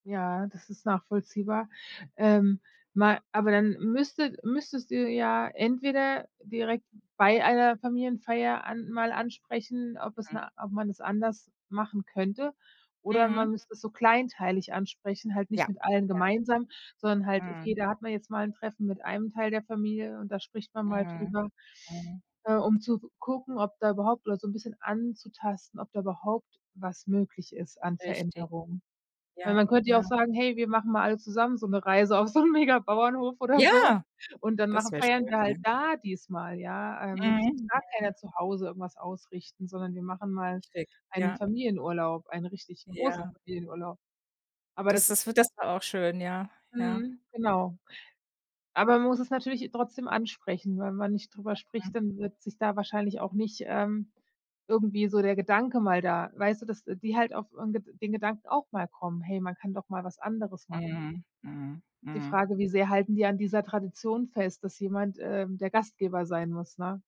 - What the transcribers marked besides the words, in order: other background noise; laughing while speaking: "so 'n"
- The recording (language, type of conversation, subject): German, advice, Wie gehst du mit dem Erwartungsdruck um, regelmäßig zu Familienfeiern zu erscheinen?